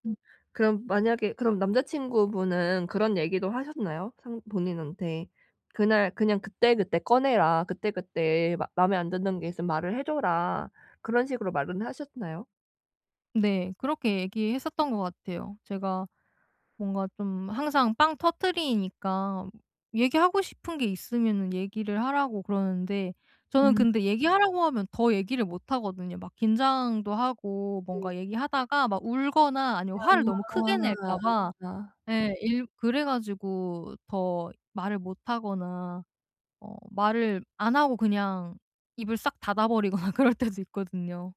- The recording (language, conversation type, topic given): Korean, advice, 파트너에게 내 감정을 더 잘 표현하려면 어떻게 시작하면 좋을까요?
- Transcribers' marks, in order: wind; other background noise; laughing while speaking: "버리거나 그럴 때도"